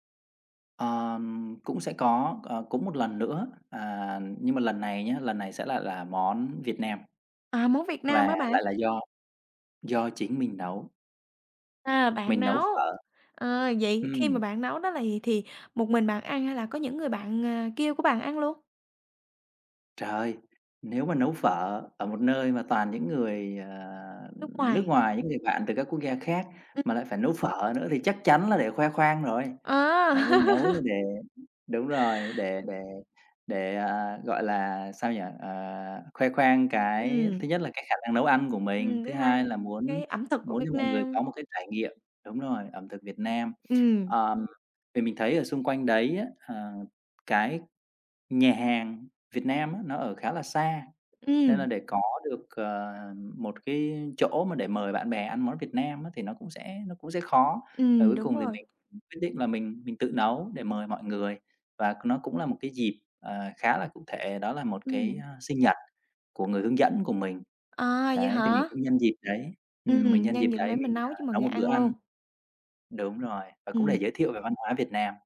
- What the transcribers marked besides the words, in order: other background noise; unintelligible speech; laugh; tapping
- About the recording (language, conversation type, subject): Vietnamese, podcast, Bạn có thể kể về một kỷ niệm ẩm thực đáng nhớ của bạn không?
- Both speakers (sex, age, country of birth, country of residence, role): female, 20-24, Vietnam, Vietnam, host; male, 30-34, Vietnam, Vietnam, guest